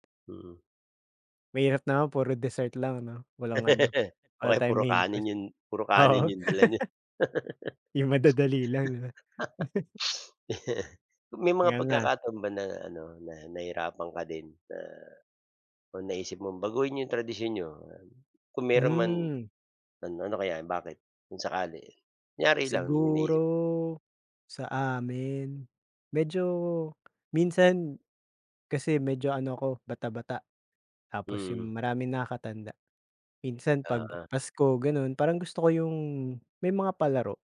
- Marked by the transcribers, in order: laugh; in English: "main course"; laughing while speaking: "Oo"; laugh; sniff; chuckle; chuckle; other background noise
- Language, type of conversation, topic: Filipino, unstructured, Paano mo ilalarawan ang kahalagahan ng tradisyon sa ating buhay?
- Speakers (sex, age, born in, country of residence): male, 25-29, Philippines, United States; male, 50-54, Philippines, Philippines